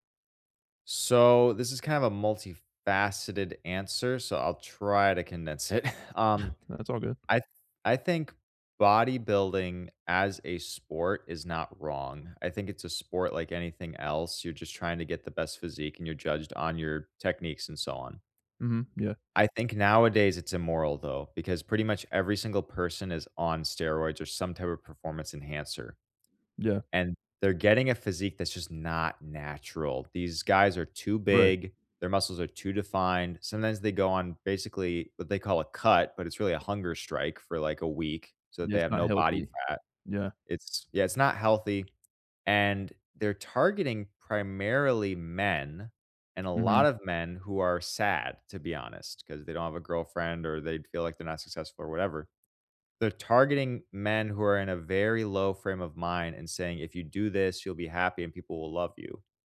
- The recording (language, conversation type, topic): English, unstructured, Should I be concerned about performance-enhancing drugs in sports?
- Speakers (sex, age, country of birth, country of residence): male, 20-24, United States, United States; male, 25-29, United States, United States
- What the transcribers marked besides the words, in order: chuckle